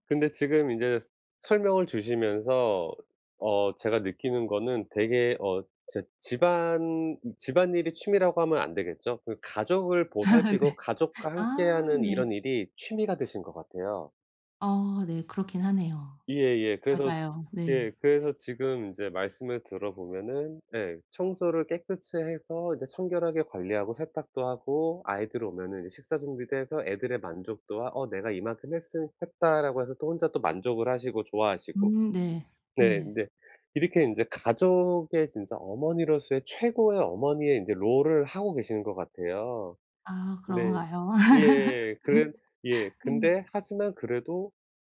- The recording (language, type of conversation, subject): Korean, advice, 집에서 어떻게 하면 제대로 휴식을 취할 수 있을까요?
- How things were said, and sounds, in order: laugh; laughing while speaking: "네"; laugh; in English: "롤을"; laugh